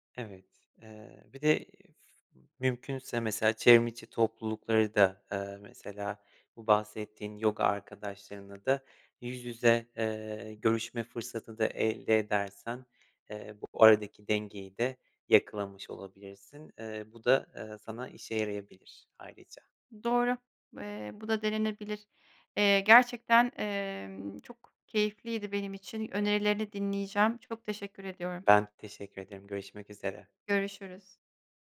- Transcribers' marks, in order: other background noise
- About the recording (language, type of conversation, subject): Turkish, advice, Yeni bir şehre taşındığımda yalnızlıkla nasıl başa çıkıp sosyal çevre edinebilirim?